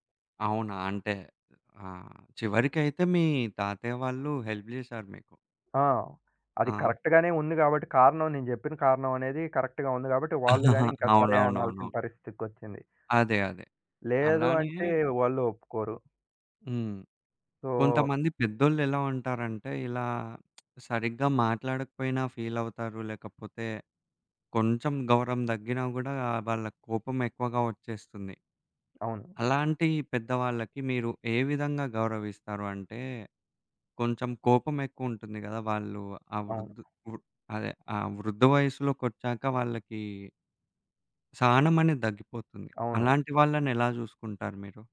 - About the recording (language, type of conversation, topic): Telugu, podcast, మీ ఇంట్లో పెద్దలను గౌరవంగా చూసుకునే విధానం ఎలా ఉంటుంది?
- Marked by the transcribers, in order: in English: "హెల్ప్"; in English: "కరెక్ట్‌గానే"; in English: "కరెక్ట్‌గా"; chuckle; in English: "సో"; tapping